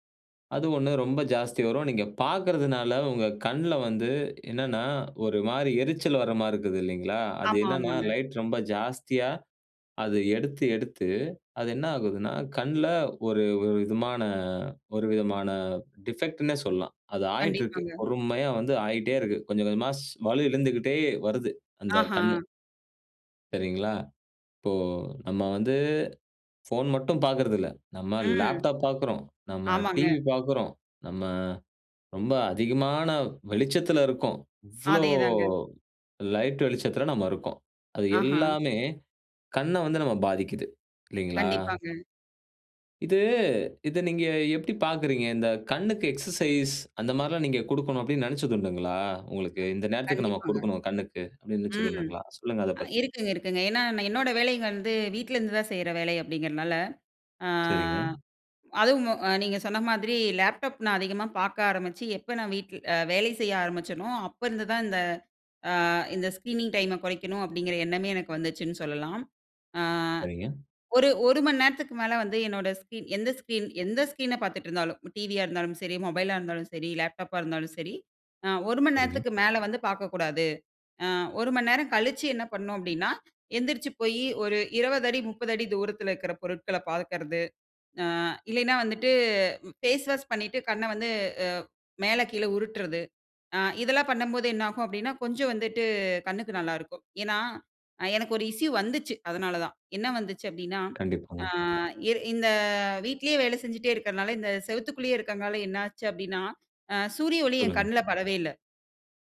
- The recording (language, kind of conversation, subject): Tamil, podcast, எழுந்ததும் உடனே தொலைபேசியைப் பார்க்கிறீர்களா?
- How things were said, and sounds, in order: in English: "டிஃபெக்ட்னே"; in English: "எக்சர்சைஸ்"; other noise; drawn out: "ஆ"; in English: "ஸ்க்ரீனிங் டைம்"; "பண்ணனும்" said as "பண்ணோம்"; in English: "ஃபேஸ் வாஷ்"; in English: "இஷ்யூ"